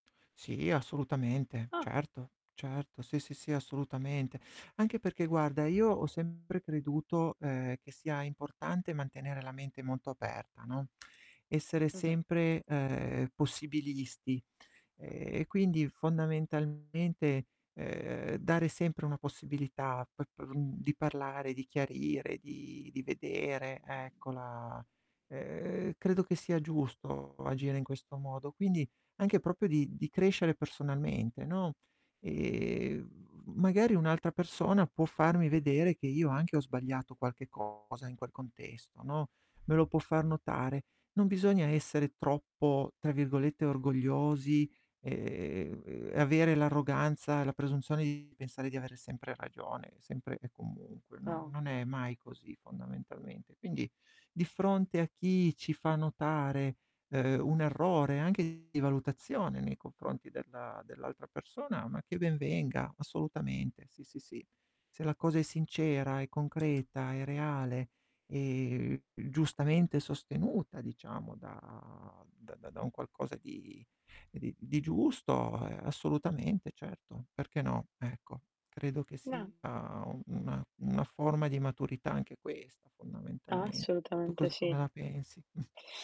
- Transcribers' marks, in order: distorted speech; other background noise; tapping; "proprio" said as "propio"; chuckle
- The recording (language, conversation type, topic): Italian, unstructured, Come reagisci quando ti senti trattato ingiustamente?